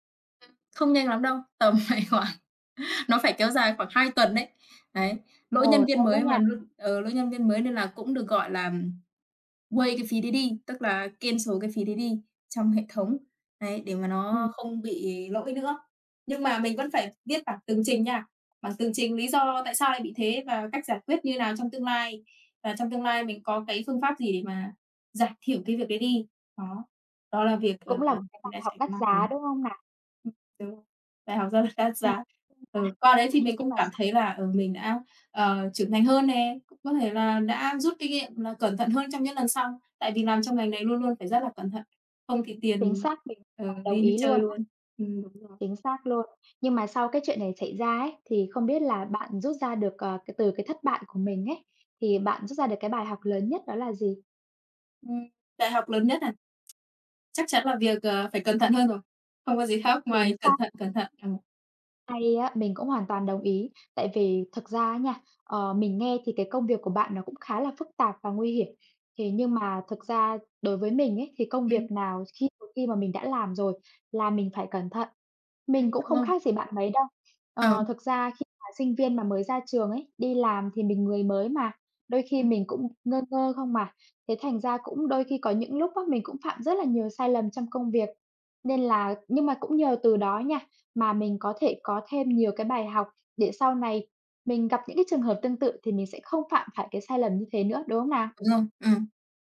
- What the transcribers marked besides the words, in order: laughing while speaking: "phải khoảng"; in English: "waive"; in English: "cancel"; tapping; unintelligible speech; other background noise; laughing while speaking: "mà"
- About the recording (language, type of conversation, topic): Vietnamese, unstructured, Bạn đã học được bài học quý giá nào từ một thất bại mà bạn từng trải qua?